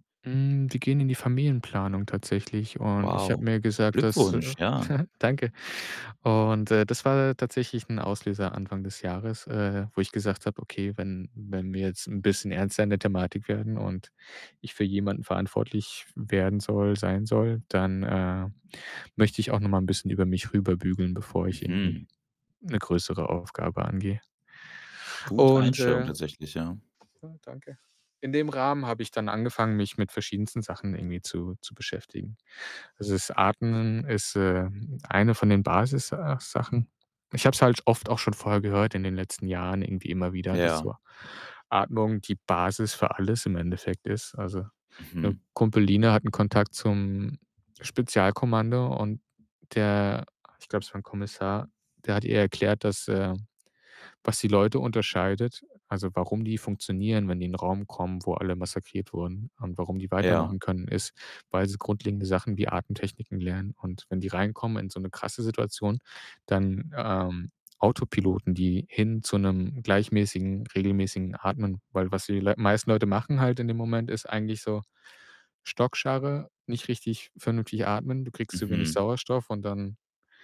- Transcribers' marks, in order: chuckle; other background noise; distorted speech; "Schockstarre" said as "Stockscharre"
- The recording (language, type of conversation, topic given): German, podcast, Welche kleinen Routinen stärken deine innere Widerstandskraft?
- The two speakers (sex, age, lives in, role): male, 25-29, Germany, host; male, 30-34, Germany, guest